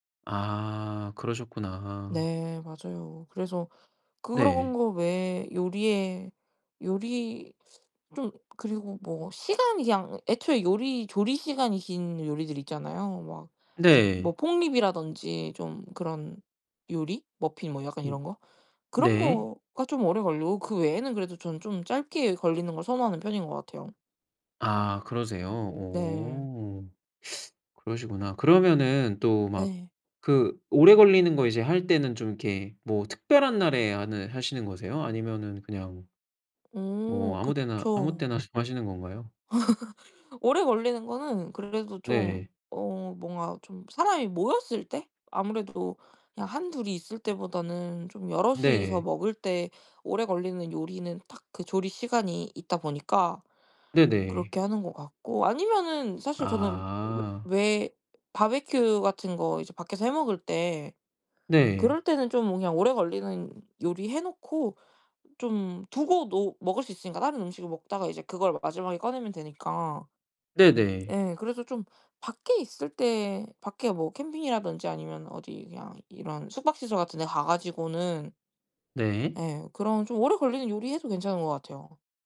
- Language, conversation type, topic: Korean, podcast, 집에 늘 챙겨두는 필수 재료는 무엇인가요?
- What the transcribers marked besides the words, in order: tapping; laugh